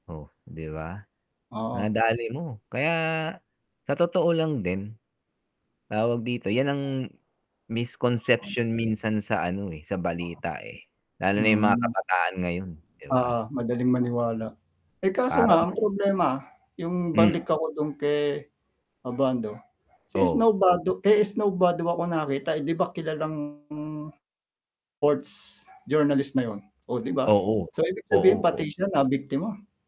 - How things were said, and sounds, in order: in English: "misconception"; distorted speech; static
- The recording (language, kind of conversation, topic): Filipino, unstructured, Ano ang palagay mo sa epekto ng midyang panlipunan sa balita ngayon?